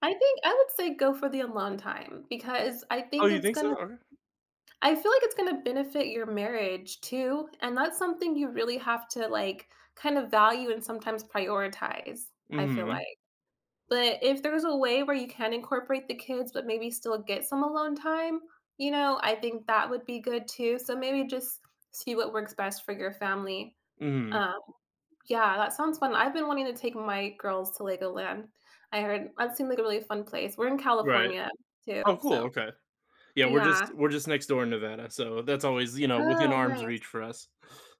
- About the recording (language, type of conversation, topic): English, unstructured, What changes do you hope to see in yourself over the next few years?
- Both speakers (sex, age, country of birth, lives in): female, 35-39, United States, United States; male, 35-39, United States, United States
- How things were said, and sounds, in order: other background noise